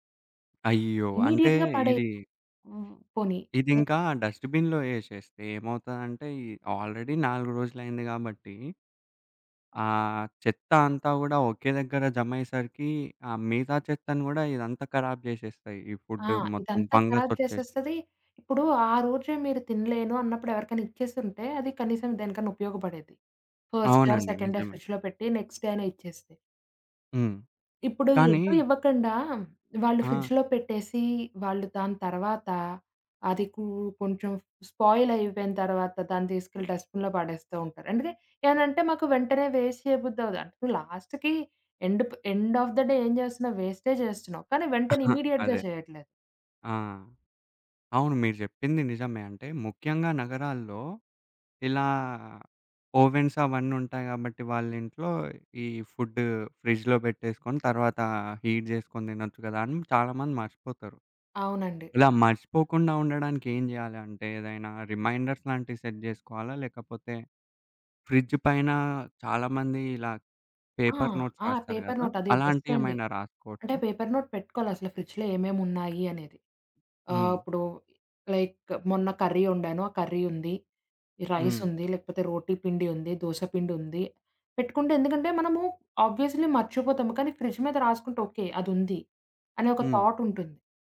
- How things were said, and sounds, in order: in English: "ఇమ్మీడియేట్‌గా"; other background noise; in English: "డస్ట్‌బిన్‌లో"; in English: "ఆల్‌రెడీ"; in Hindi: "ఖరాబ్"; in Hindi: "ఖరాబ్"; in English: "ఫంగస్"; in English: "ఫస్ట్ డే ఆర్ సెకండ్ డే ఫ్రిడ్జ్‌లో"; in English: "నెక్స్ట్ డే"; in English: "ఫ్రిడ్జ్‌లో"; in English: "స్పాయిల్"; in English: "డస్ట్‌బిన్‌లో"; in English: "వేస్ట్"; in English: "లాస్ట్‌కి, ఎండ్"; in English: "ఎండ్ ఆఫ్ ద డే"; in English: "ఇమ్మీడియేట్‌గా"; chuckle; in English: "ఓవెన్స్"; in English: "ఫ్రిడ్జ్‌లో"; in English: "హీట్"; in English: "రిమైండర్స్"; in English: "సెట్"; in English: "ఫ్రిడ్జ్"; in English: "పేపర్ నోట్స్"; in English: "పేపర్ నోట్"; in English: "పేపర్ నోట్"; in English: "ఫ్రిడ్జ్‌లో"; in English: "లైక్"; in English: "కర్రీ"; in English: "కర్రీ"; in English: "ఆబ్వియస్‌లి"; in English: "ఫ్రిడ్జ్"
- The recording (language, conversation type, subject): Telugu, podcast, ఆహార వృథాను తగ్గించడానికి ఇంట్లో సులభంగా పాటించగల మార్గాలు ఏమేమి?